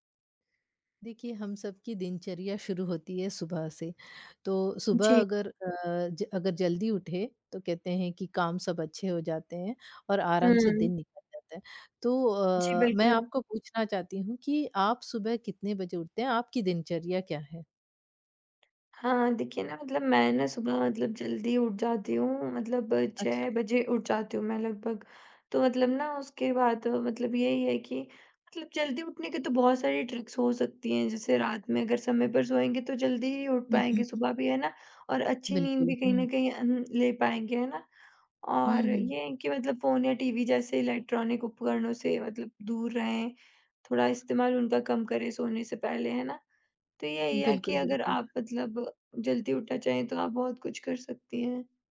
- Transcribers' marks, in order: tapping; in English: "ट्रिक्स"; in English: "इलेक्ट्रॉनिक"; other background noise
- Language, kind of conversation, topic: Hindi, podcast, सुबह जल्दी उठने की कोई ट्रिक बताओ?